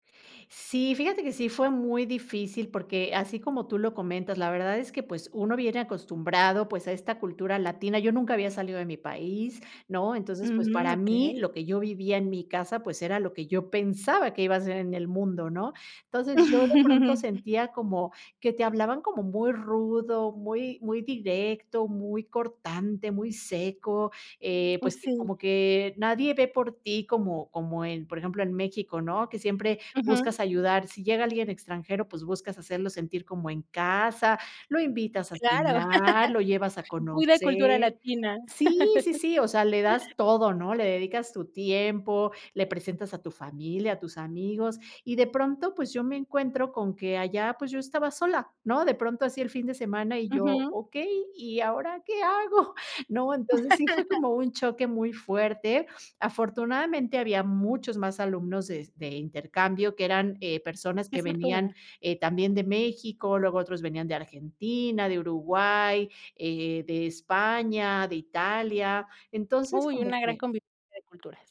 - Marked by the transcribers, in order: tapping; chuckle; laugh; laugh; laugh; chuckle
- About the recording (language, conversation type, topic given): Spanish, podcast, ¿Puedes contarme sobre un viaje que te hizo ver la vida de manera diferente?